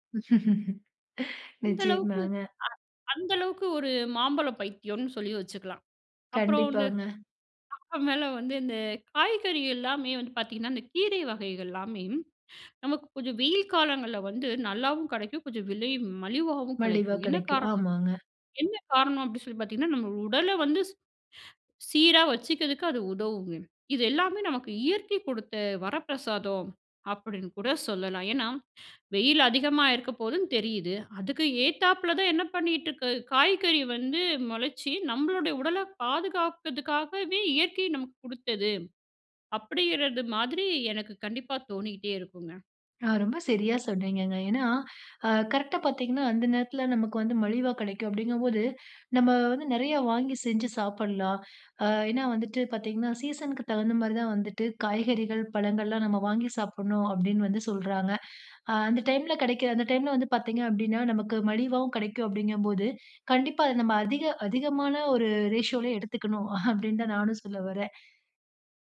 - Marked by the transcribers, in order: laughing while speaking: "நிச்சயந்தாங்க"; laughing while speaking: "அப்புறமேல"; "கிடைக்கும்" said as "கெலைக்கும்"; inhale; in English: "கரெக்ட்டா"; in English: "சீசனுக்கு"; in English: "டைம்ல"; in English: "டைம்ல"; in English: "ரேஷியோலே"; chuckle
- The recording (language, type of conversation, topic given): Tamil, podcast, பருவத்திற்கு ஏற்ற பழங்களையும் காய்கறிகளையும் நீங்கள் எப்படி தேர்வு செய்கிறீர்கள்?